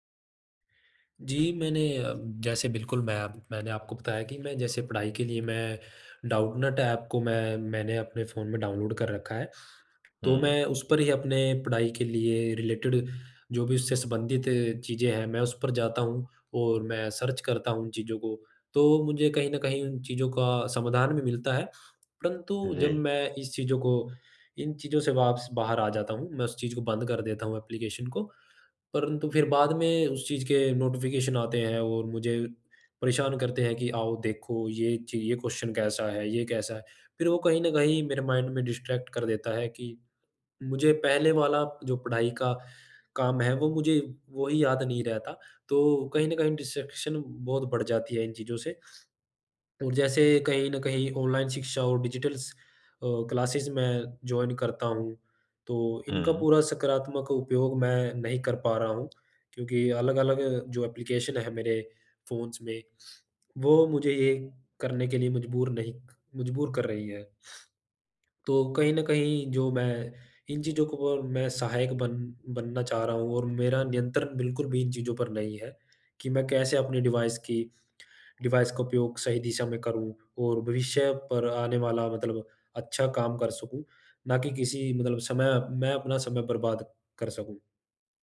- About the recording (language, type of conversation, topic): Hindi, advice, फोकस बढ़ाने के लिए मैं अपने फोन और नोटिफिकेशन पर सीमाएँ कैसे लगा सकता/सकती हूँ?
- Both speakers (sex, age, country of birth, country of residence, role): male, 35-39, India, India, advisor; male, 45-49, India, India, user
- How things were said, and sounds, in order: tapping; other background noise; in English: "रिलेटेड"; in English: "सर्च"; in English: "नोटिफ़िकेशन"; in English: "क्वेश्चन"; in English: "माइंड"; in English: "डिस्ट्रैक्ट"; in English: "डिस्ट्रैक्शन"; in English: "डिजिटल"; in English: "क्लासेस"; in English: "जॉइन"; in English: "फ़ोन्स"; in English: "डिवाइस"; in English: "डिवाइस"